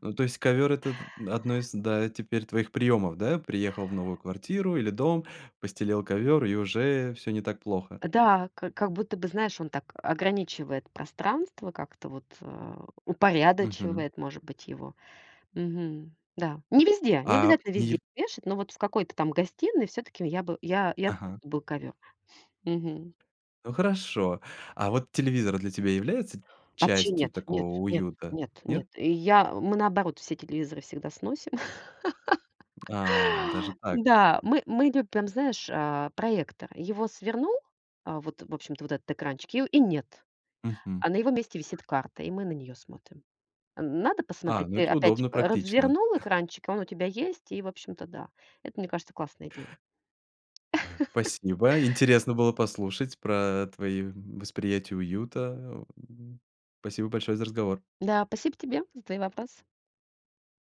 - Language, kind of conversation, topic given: Russian, podcast, Что делает дом по‑настоящему тёплым и приятным?
- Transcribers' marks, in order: tapping; other background noise; laugh; chuckle; laugh